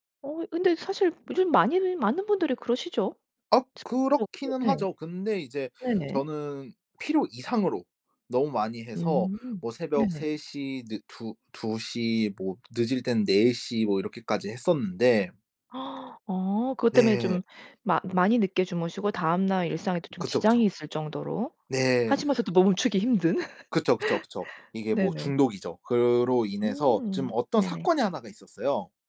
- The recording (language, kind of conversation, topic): Korean, podcast, 작은 습관 하나가 삶을 바꾼 적이 있나요?
- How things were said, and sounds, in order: unintelligible speech; gasp; other background noise; laughing while speaking: "힘든"; laugh